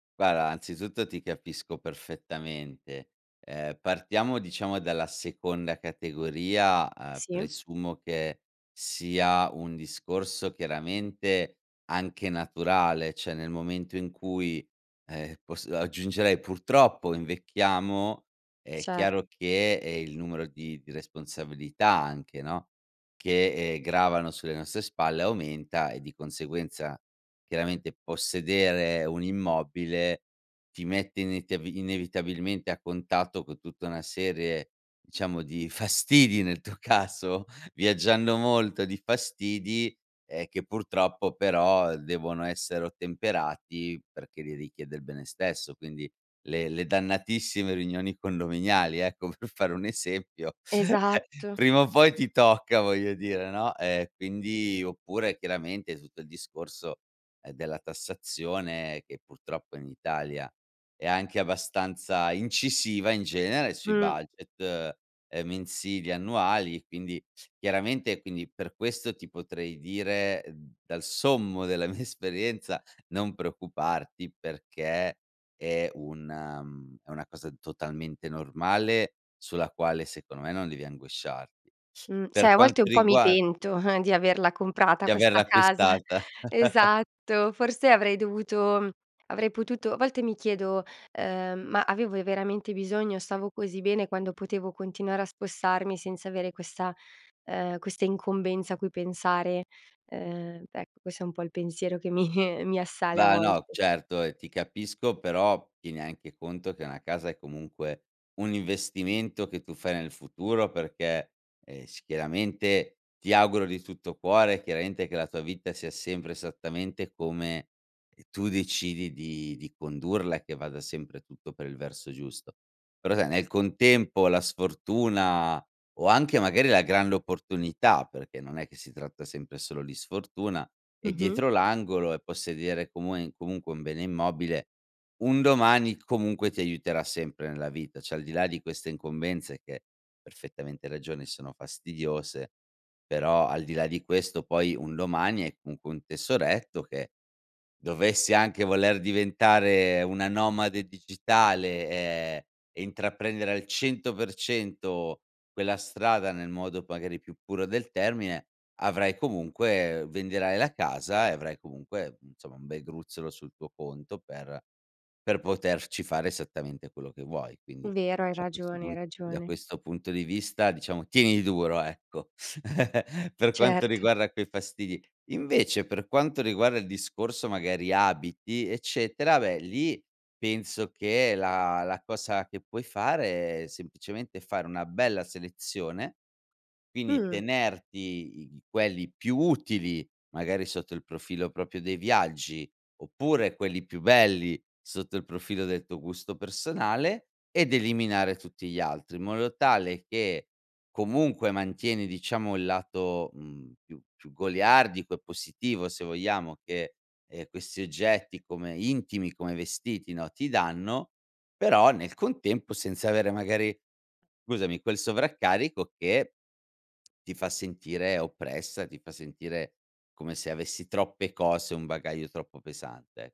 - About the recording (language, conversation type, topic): Italian, advice, Come posso iniziare a vivere in modo più minimalista?
- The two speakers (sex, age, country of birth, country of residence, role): female, 30-34, Italy, Italy, user; male, 40-44, Italy, Italy, advisor
- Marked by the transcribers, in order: "Guarda" said as "guara"; "cioè" said as "ceh"; laughing while speaking: "tuo caso"; laughing while speaking: "per fare un esempio"; laughing while speaking: "mia"; chuckle; snort; chuckle; laughing while speaking: "mi"; "chiaramente" said as "chiaremente"; "grande" said as "granle"; "cioè" said as "ceh"; "domani" said as "lomani"; chuckle; "proprio" said as "propio"; tapping